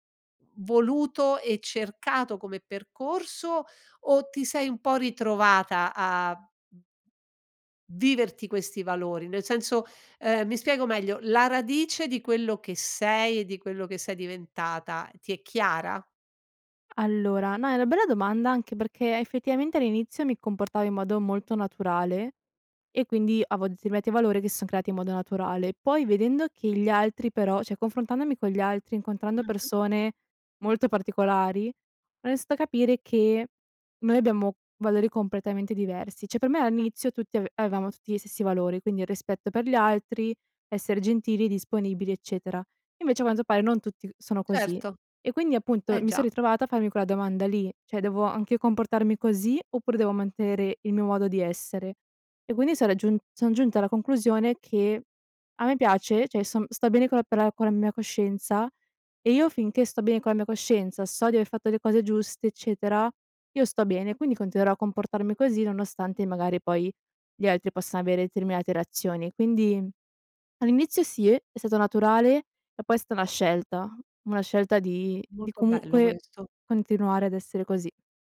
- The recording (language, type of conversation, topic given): Italian, podcast, Cosa fai quando i tuoi valori entrano in conflitto tra loro?
- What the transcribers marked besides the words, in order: other background noise; "cioè" said as "ceh"; "iniziato" said as "nisto"; "Cioè" said as "ceh"; "inizio" said as "nizio"; "quindi" said as "quini"; "cioè" said as "ceh"; "una" said as "na"